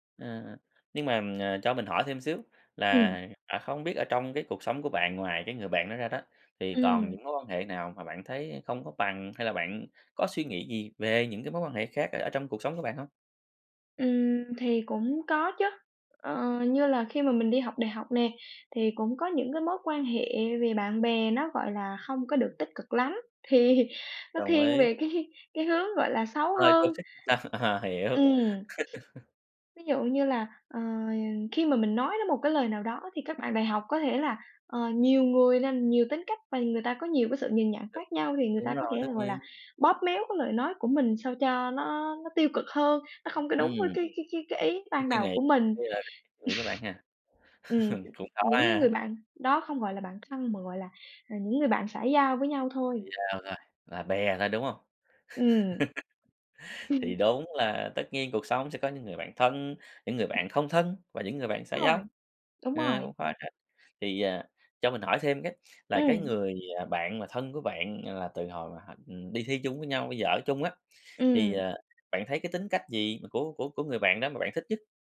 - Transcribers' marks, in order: tapping; laughing while speaking: "thì"; laughing while speaking: "cái"; other background noise; in English: "toxic"; laugh; laughing while speaking: "ờ"; laugh; background speech; laugh; laugh; chuckle
- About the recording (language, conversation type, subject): Vietnamese, podcast, Bạn có thể kể về vai trò của tình bạn trong đời bạn không?